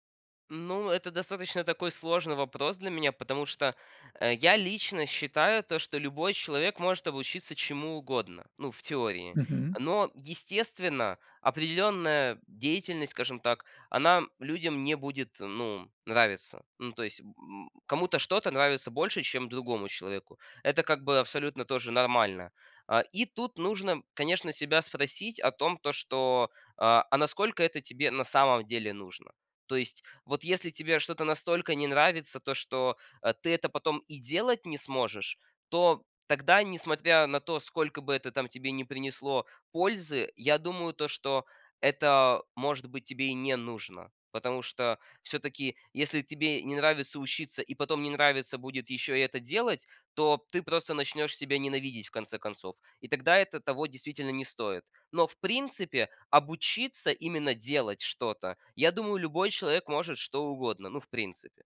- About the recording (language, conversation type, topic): Russian, podcast, Как научиться учиться тому, что совсем не хочется?
- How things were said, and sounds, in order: tapping